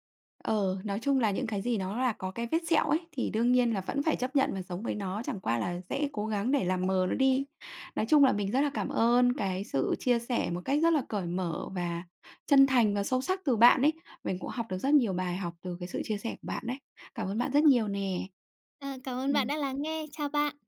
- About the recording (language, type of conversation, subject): Vietnamese, podcast, Gia đình có thể giúp vơi bớt cảm giác cô đơn không?
- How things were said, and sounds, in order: tapping; other background noise